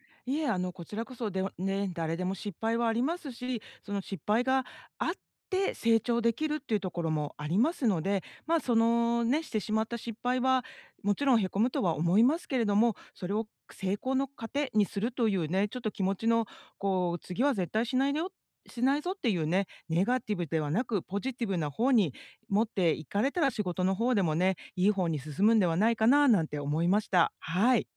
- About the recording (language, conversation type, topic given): Japanese, advice, 否定的なセルフトークをどのように言い換えればよいですか？
- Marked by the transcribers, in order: stressed: "あって"